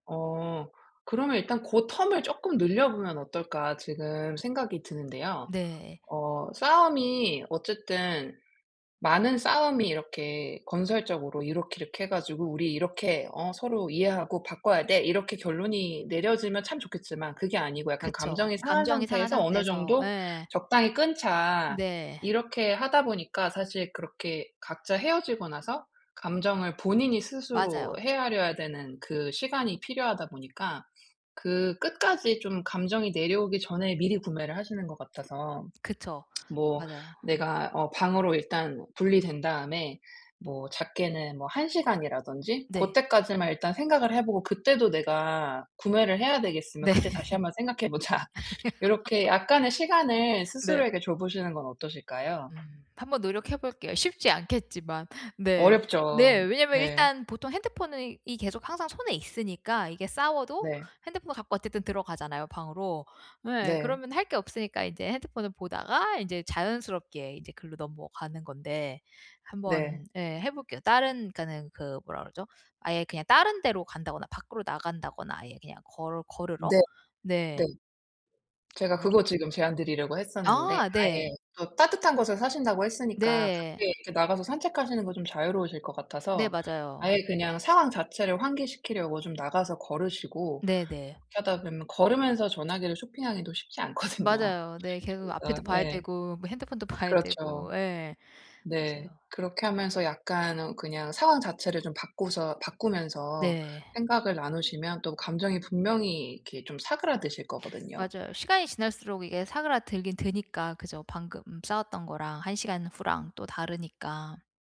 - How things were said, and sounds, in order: in English: "텀을"; lip smack; laughing while speaking: "네"; laughing while speaking: "보자"; laugh; tapping; lip smack; unintelligible speech; laughing while speaking: "않거든요"
- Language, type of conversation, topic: Korean, advice, 감정적 위로를 위해 충동적으로 소비하는 습관을 어떻게 멈출 수 있을까요?